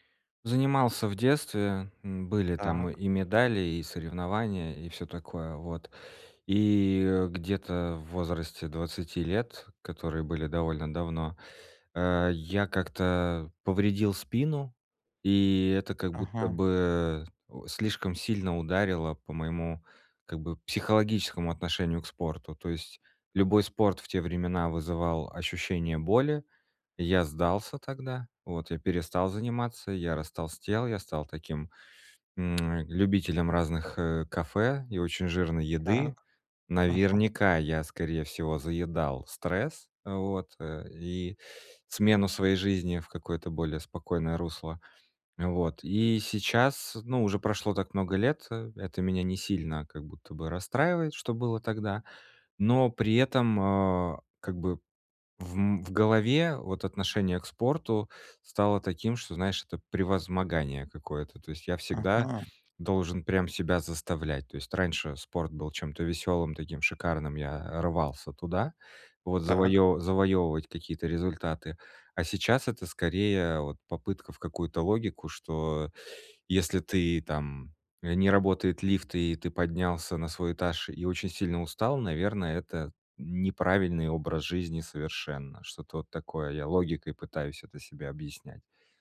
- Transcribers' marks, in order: tongue click; tapping
- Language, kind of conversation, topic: Russian, advice, Как мне регулярно отслеживать прогресс по моим целям?